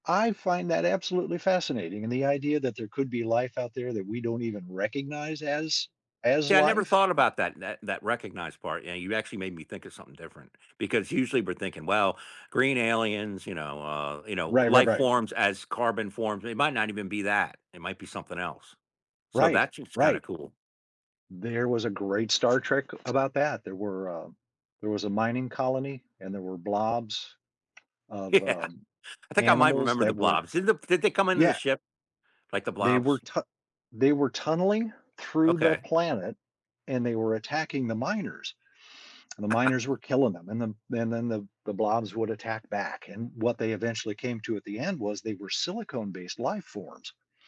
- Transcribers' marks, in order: other background noise; laughing while speaking: "Yeah"; tapping; laugh
- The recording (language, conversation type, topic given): English, unstructured, In what ways does exploring space shape our ideas about the future?
- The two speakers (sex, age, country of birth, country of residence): male, 50-54, United States, United States; male, 70-74, United States, United States